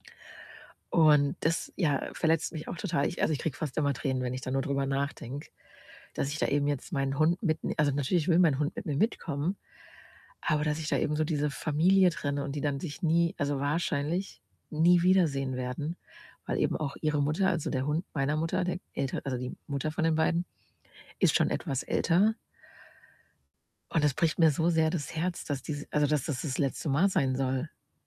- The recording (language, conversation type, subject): German, advice, Wie kann ich besser mit Abschieden von Freunden und Familie umgehen?
- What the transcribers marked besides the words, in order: static